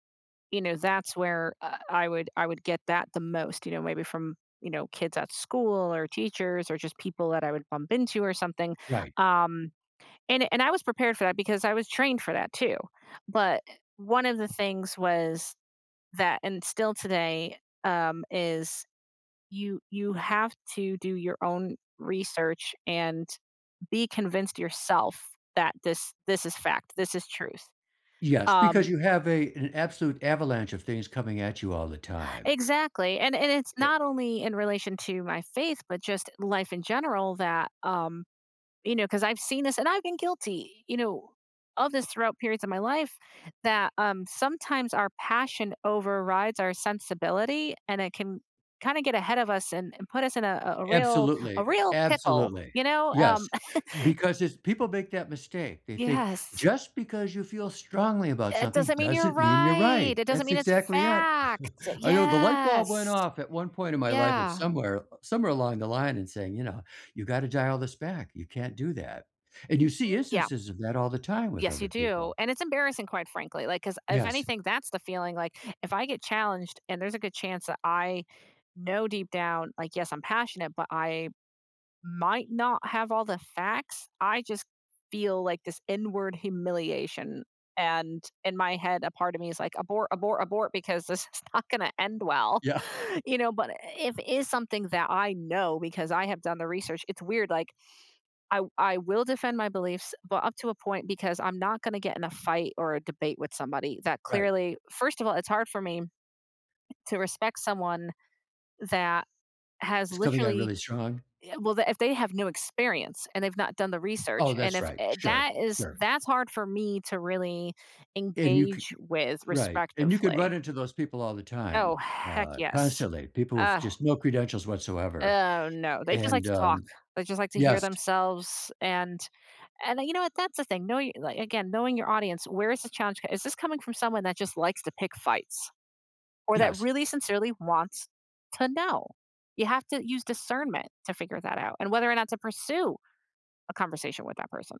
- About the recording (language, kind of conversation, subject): English, unstructured, How can I cope when my beliefs are challenged?
- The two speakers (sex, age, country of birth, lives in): female, 35-39, United States, United States; male, 75-79, United States, United States
- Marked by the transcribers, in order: laugh; chuckle; stressed: "right"; stressed: "fact"; other background noise; laughing while speaking: "not"; chuckle; stressed: "heck"